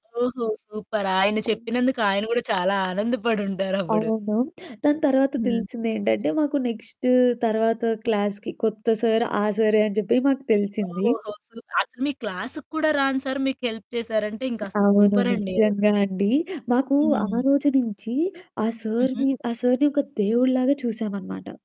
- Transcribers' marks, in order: static; in English: "సూపర్"; other background noise; in English: "క్లాస్‌కి"; in English: "క్లాస్‌కి"; in English: "హెల్ప్"
- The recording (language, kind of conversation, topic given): Telugu, podcast, సరైన మార్గదర్శకుడిని గుర్తించడానికి మీరు ఏ అంశాలను పరిగణలోకి తీసుకుంటారు?